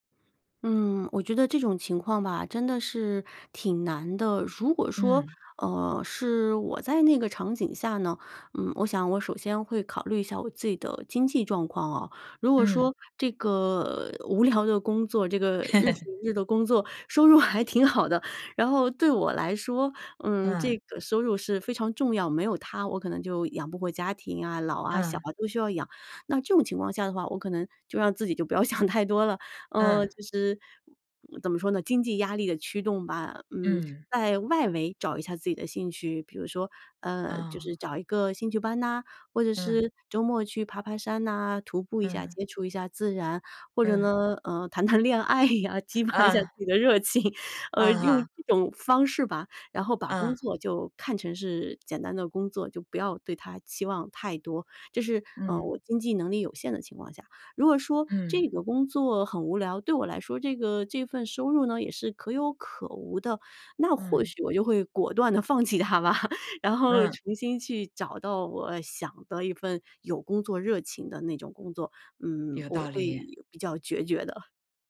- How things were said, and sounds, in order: other background noise; laughing while speaking: "无聊"; laugh; laughing while speaking: "还挺好"; laughing while speaking: "想太多了"; other noise; lip smack; laughing while speaking: "谈恋爱呀，激发一下自己的热情"; laughing while speaking: "放弃它吧"; chuckle
- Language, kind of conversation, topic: Chinese, podcast, 你是怎么保持长期热情不退的？